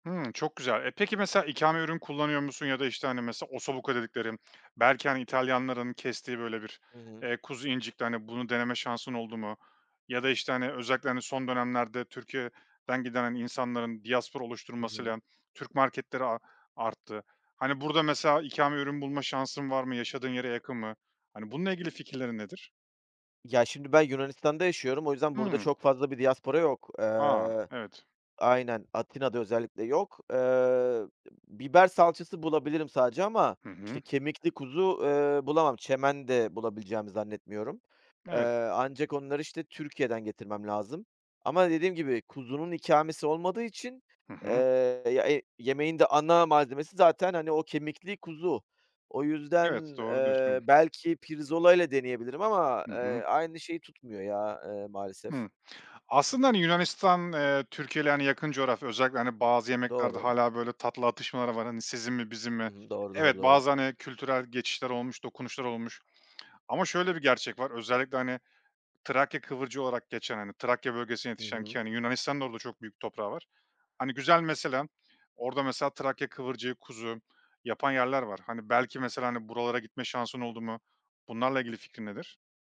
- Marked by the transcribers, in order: other background noise; in Italian: "ossobuco"
- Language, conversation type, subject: Turkish, podcast, Ailenin aktardığı bir yemek tarifi var mı?